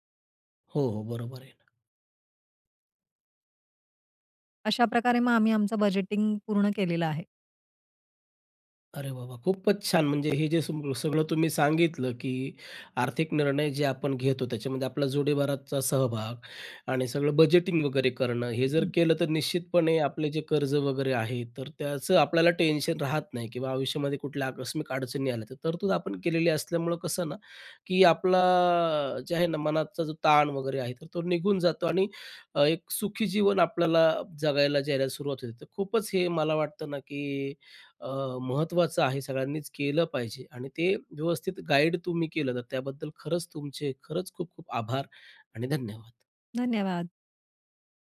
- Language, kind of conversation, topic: Marathi, podcast, घरात आर्थिक निर्णय तुम्ही एकत्र कसे घेता?
- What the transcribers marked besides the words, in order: tapping